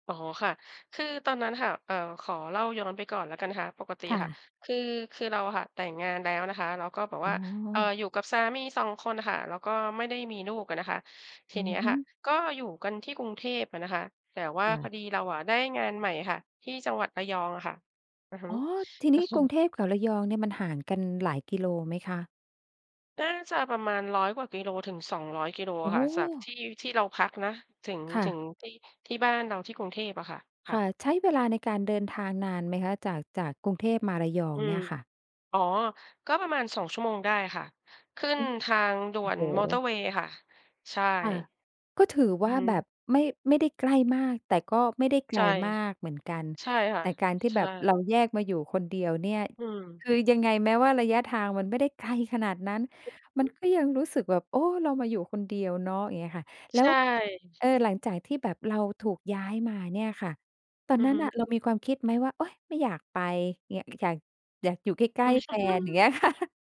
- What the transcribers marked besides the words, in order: laughing while speaking: "คึอ"; chuckle; laughing while speaking: "ค่ะ"
- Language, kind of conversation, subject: Thai, podcast, อะไรทำให้คุณรู้สึกโดดเดี่ยวบ้าง?